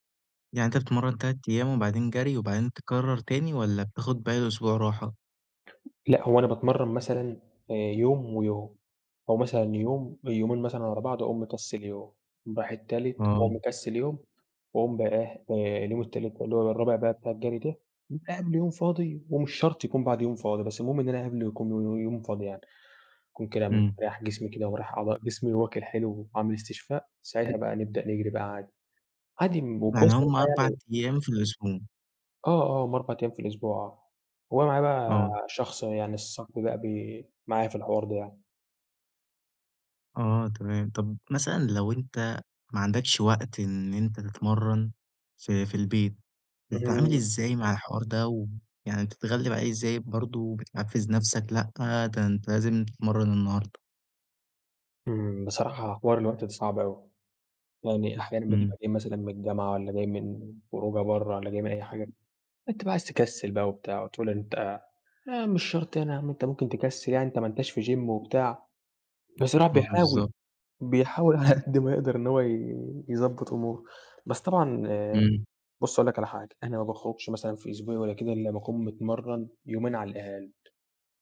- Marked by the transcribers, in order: tapping; other background noise; in English: "gym"
- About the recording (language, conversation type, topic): Arabic, podcast, إزاي تحافظ على نشاطك البدني من غير ما تروح الجيم؟